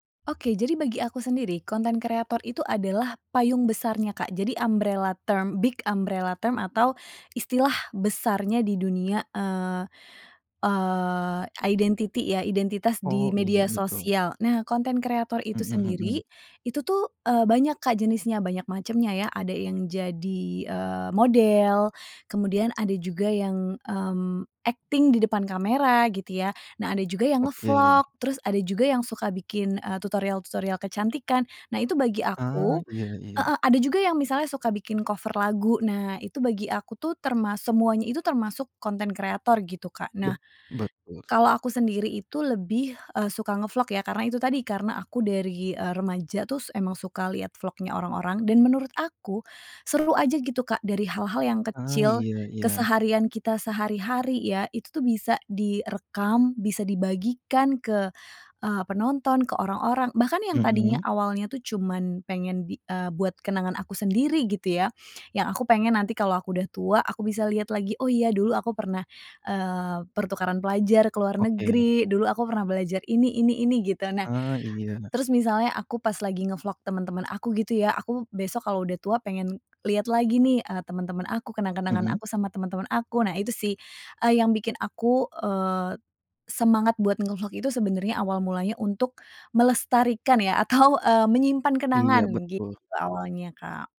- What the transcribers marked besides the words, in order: in English: "umbrella term big umbrella term"; in English: "identity"; tapping; in English: "cover"
- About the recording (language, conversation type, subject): Indonesian, podcast, Ceritakan hobi lama yang ingin kamu mulai lagi dan alasannya